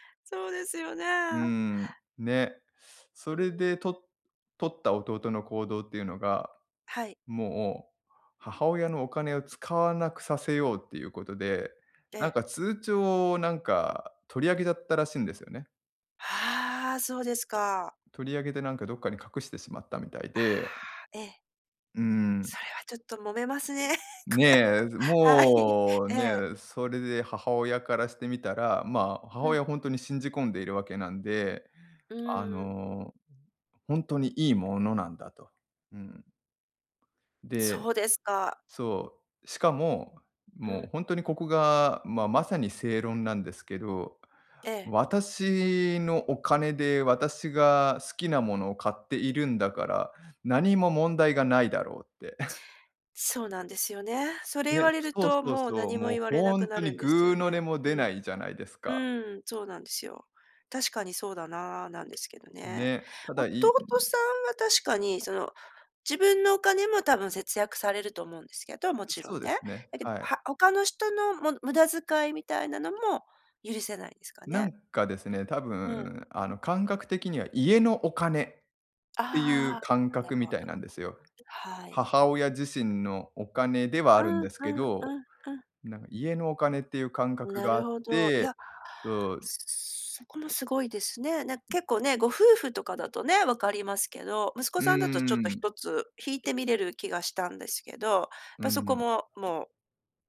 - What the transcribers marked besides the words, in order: laughing while speaking: "これは。はい"; other background noise; chuckle
- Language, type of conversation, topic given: Japanese, advice, 家族の価値観と自分の考えが対立しているとき、大きな決断をどうすればよいですか？